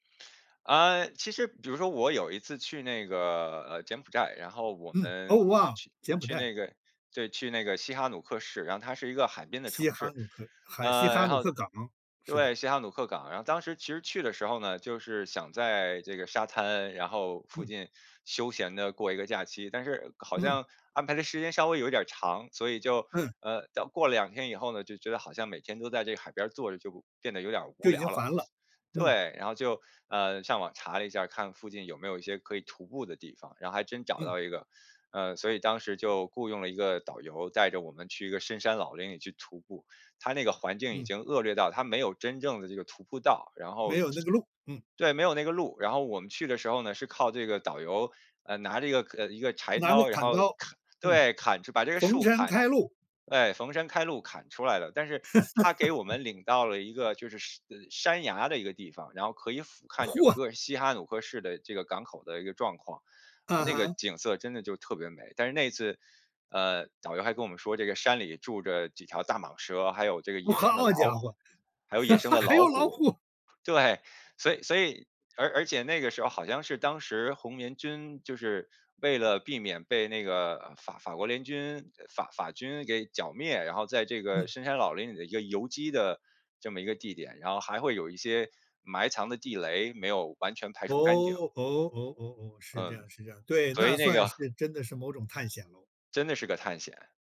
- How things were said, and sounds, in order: other background noise; laugh; surprised: "好家伙， 还有老虎"; laugh; laughing while speaking: "还有老虎"
- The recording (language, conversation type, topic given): Chinese, podcast, 你会怎么准备一次说走就走的探险？